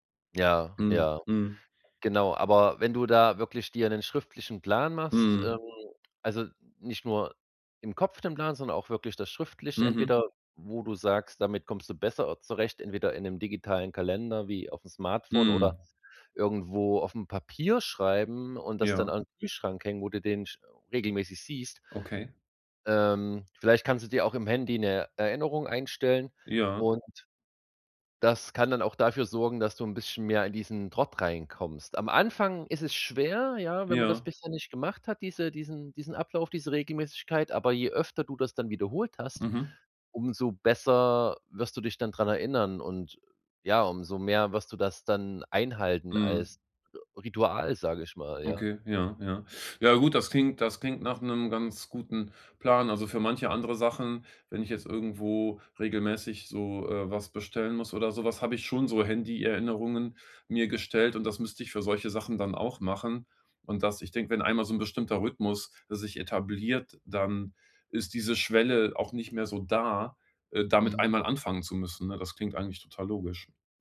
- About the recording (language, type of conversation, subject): German, advice, Wie kann ich meine Habseligkeiten besser ordnen und loslassen, um mehr Platz und Klarheit zu schaffen?
- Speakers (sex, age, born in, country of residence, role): male, 30-34, Germany, Germany, advisor; male, 45-49, Germany, Germany, user
- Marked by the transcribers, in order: none